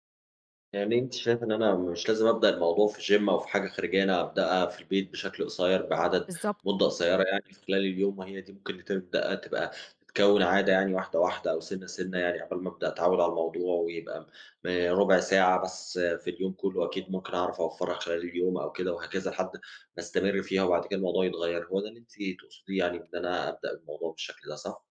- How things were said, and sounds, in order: in English: "gym"
- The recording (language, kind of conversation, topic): Arabic, advice, إزاي أقدر ألتزم بالتمرين بشكل منتظم رغم إنّي مشغول؟